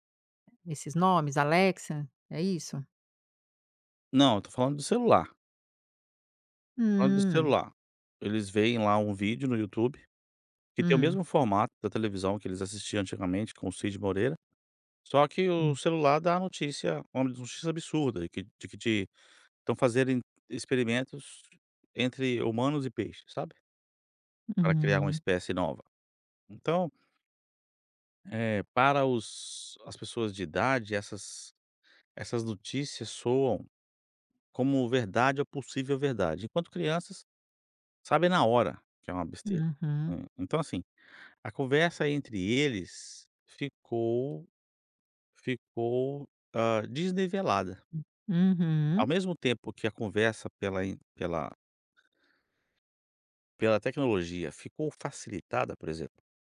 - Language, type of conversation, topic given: Portuguese, podcast, Como a tecnologia alterou a conversa entre avós e netos?
- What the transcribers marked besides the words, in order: other noise; other background noise; tapping